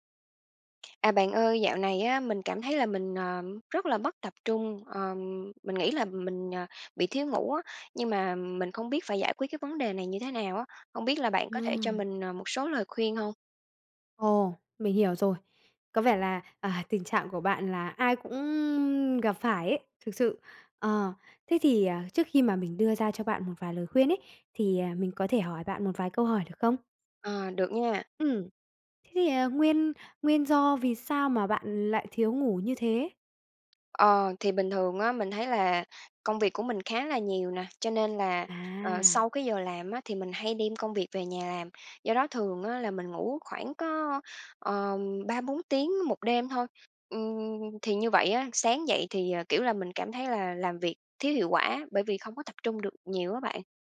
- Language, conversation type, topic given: Vietnamese, advice, Làm thế nào để giảm tình trạng mất tập trung do thiếu ngủ?
- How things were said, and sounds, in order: tapping; laughing while speaking: "à"